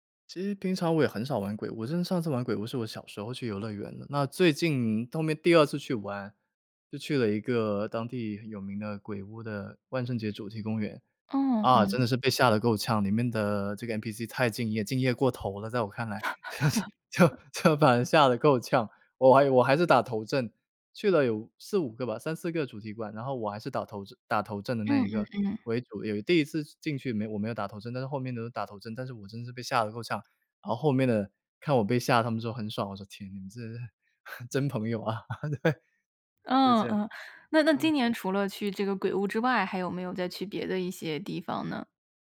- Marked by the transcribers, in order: laughing while speaking: "就是 就 就把人吓得够呛"; chuckle; chuckle; laugh; laughing while speaking: "对"
- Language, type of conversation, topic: Chinese, podcast, 有没有哪次当地节庆让你特别印象深刻？